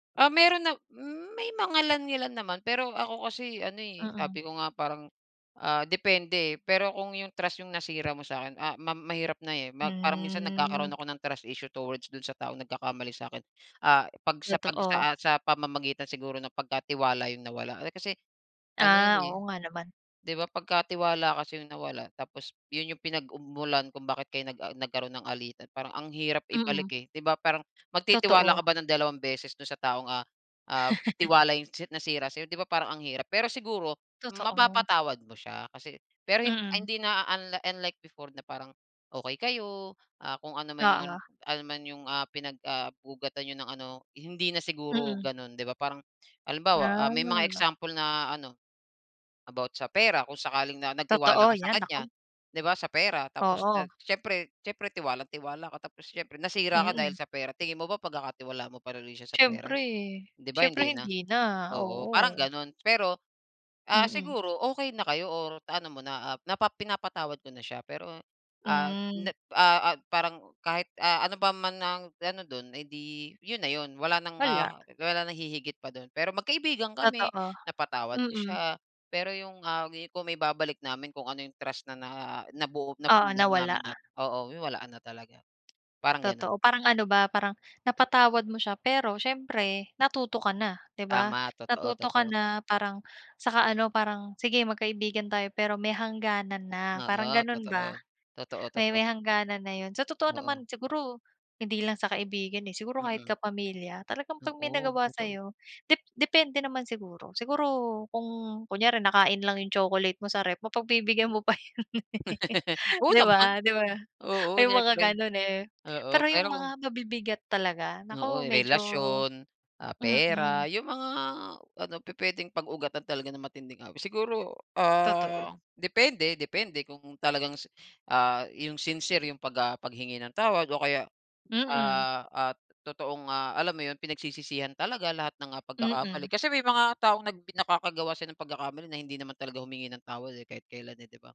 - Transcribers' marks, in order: tapping; other background noise; laugh; laugh; laughing while speaking: "yon eh"
- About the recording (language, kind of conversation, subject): Filipino, unstructured, Ano ang palagay mo tungkol sa pagpapatawad sa taong nagkamali?